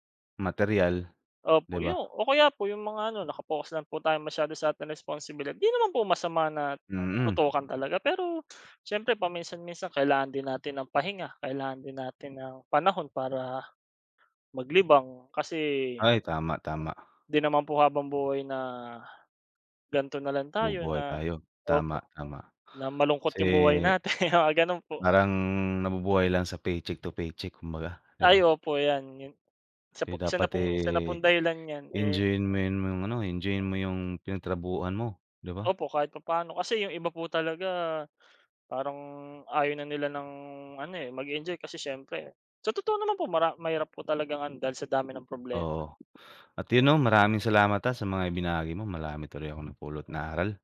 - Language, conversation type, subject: Filipino, unstructured, Ano ang nararamdaman mo kapag hindi mo magawa ang paborito mong libangan?
- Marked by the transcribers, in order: other background noise; laugh; fan; "Marami" said as "malami"